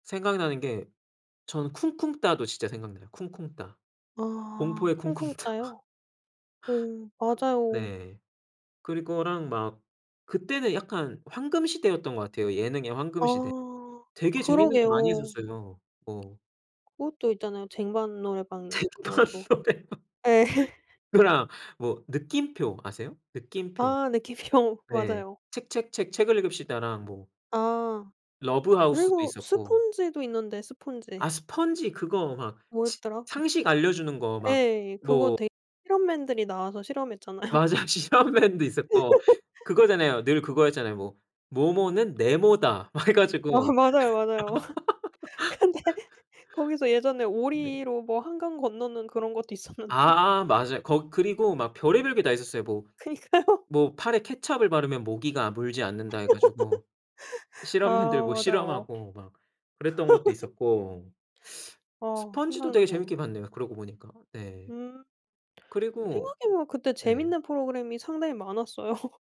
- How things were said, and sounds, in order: laughing while speaking: "쿵쿵따"; laughing while speaking: "쟁반 노래방"; laugh; other background noise; laughing while speaking: "실험했잖아요"; laughing while speaking: "맞아. 실험맨도"; laugh; laugh; laughing while speaking: "근데"; laugh; laughing while speaking: "있었는데"; laughing while speaking: "그니까요"; laugh; laugh; laughing while speaking: "많았어요"
- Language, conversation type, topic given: Korean, podcast, 어렸을 때 즐겨 보던 TV 프로그램은 무엇이었고, 어떤 점이 가장 기억에 남나요?